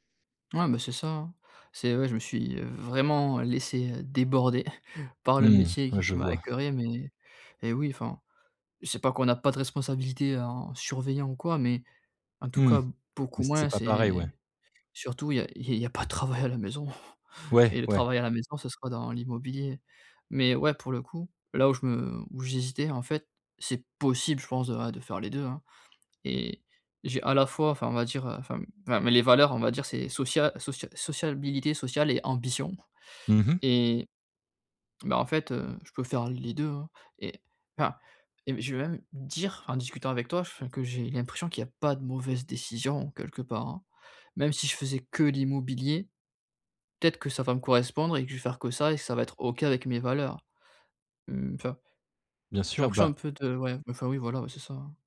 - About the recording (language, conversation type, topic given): French, advice, Comment puis-je clarifier mes valeurs personnelles pour choisir un travail qui a du sens ?
- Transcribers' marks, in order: chuckle; laughing while speaking: "il y a pas de travail à la maison"; "sociabilité" said as "socialbilité"; stressed: "dire"